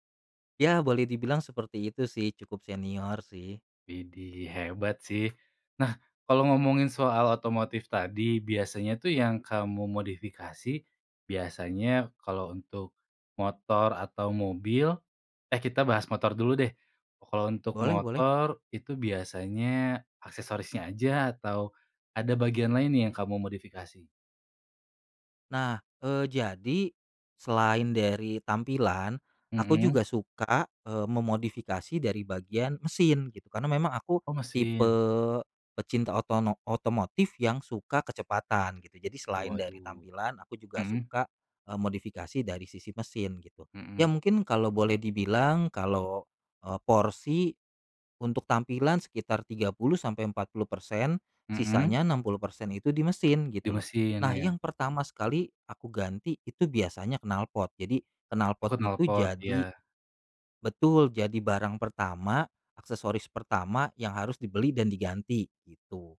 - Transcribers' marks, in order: tapping
- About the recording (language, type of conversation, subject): Indonesian, podcast, Tips untuk pemula yang ingin mencoba hobi ini